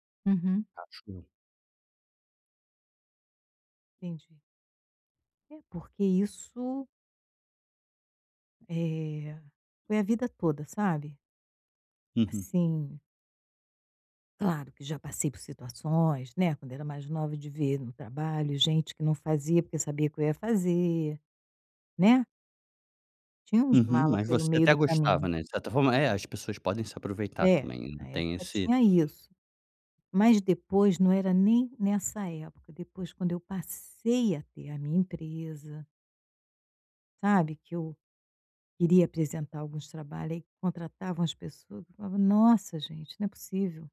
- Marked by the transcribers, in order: tapping
- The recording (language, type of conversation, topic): Portuguese, advice, Como você descreveria sua dificuldade em delegar tarefas e pedir ajuda?